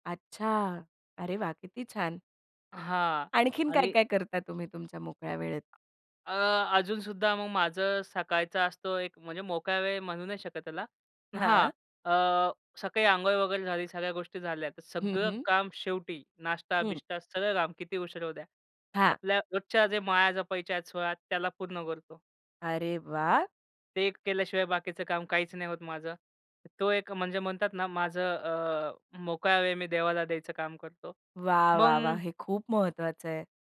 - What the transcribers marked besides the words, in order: tapping
- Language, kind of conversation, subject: Marathi, podcast, मोकळा वेळ मिळाला की तुम्हाला काय करायला सर्वात जास्त आवडतं?